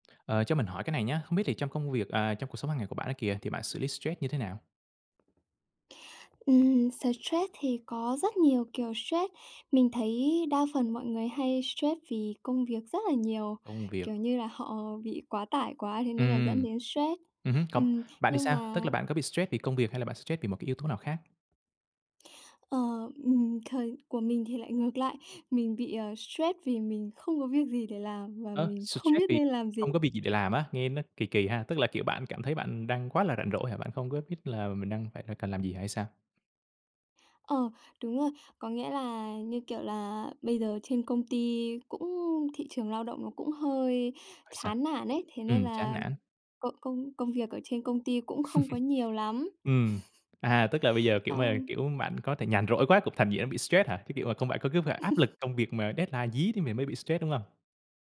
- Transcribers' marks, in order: tapping; chuckle; chuckle; in English: "deadline"
- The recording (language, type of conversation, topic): Vietnamese, podcast, Bạn thường xử lý căng thẳng trong ngày như thế nào?